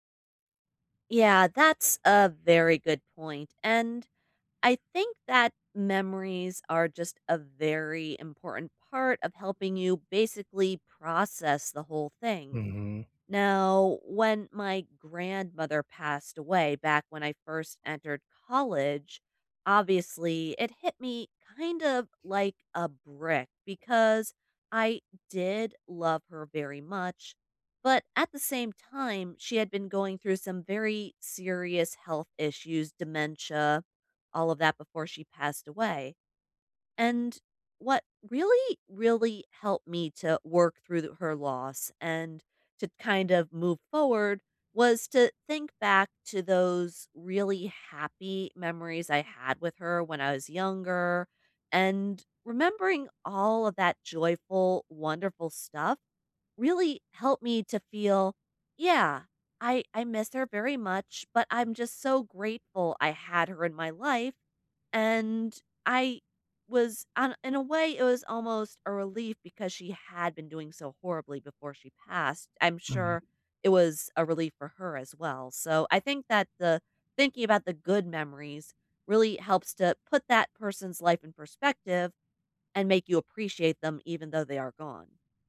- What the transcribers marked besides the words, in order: stressed: "college"; tapping; other background noise
- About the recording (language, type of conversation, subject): English, unstructured, What role do memories play in coping with loss?